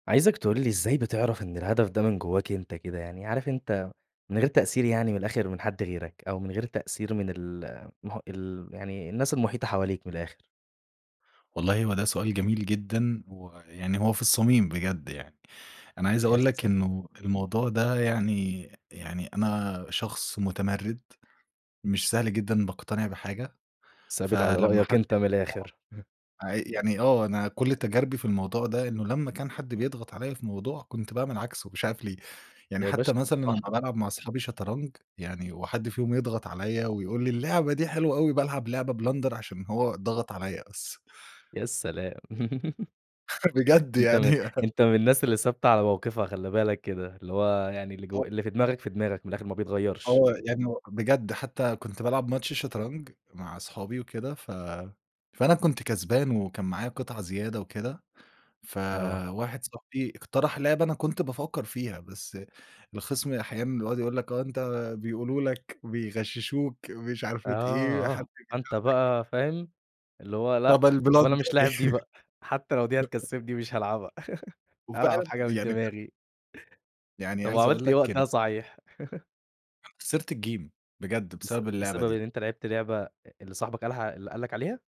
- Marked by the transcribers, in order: other background noise; put-on voice: "اللعبة دي حلوة أوي"; in English: "Blender"; laugh; chuckle; in English: "الBlender"; chuckle; laugh; laugh; in English: "الgame"
- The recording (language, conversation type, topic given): Arabic, podcast, إزاي تعرف إذا هدفك طالع من جواك ولا مفروض عليك من برّه؟
- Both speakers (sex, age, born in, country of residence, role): male, 20-24, Egypt, Egypt, host; male, 25-29, Egypt, Egypt, guest